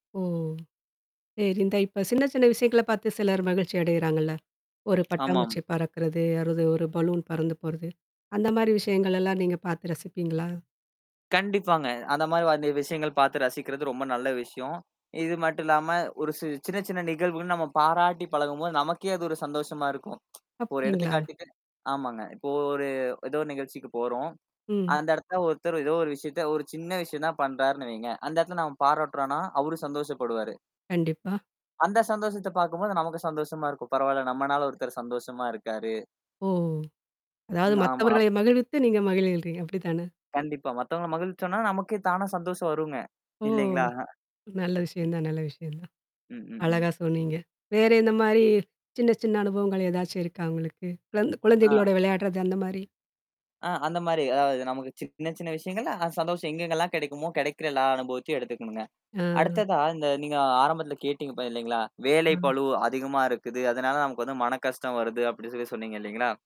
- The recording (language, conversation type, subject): Tamil, podcast, அன்றாட வாழ்க்கையின் சாதாரண நிகழ்வுகளிலேயே மகிழ்ச்சியை எப்படிக் கண்டுபிடிக்கலாம்?
- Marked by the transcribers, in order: static; tapping; horn; lip smack; "அதாவது" said as "அருது"; tsk; other background noise; mechanical hum; distorted speech